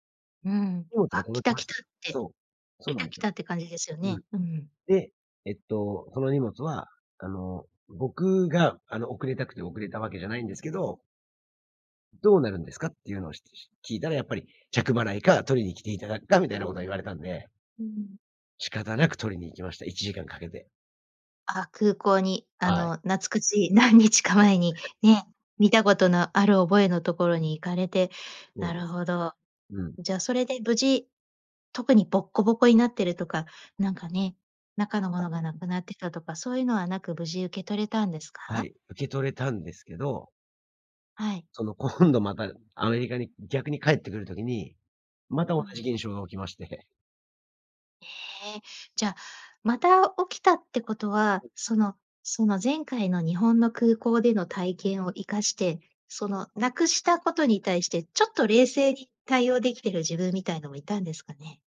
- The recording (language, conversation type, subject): Japanese, podcast, 荷物が届かなかったとき、どう対応しましたか？
- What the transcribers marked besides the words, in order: chuckle; other noise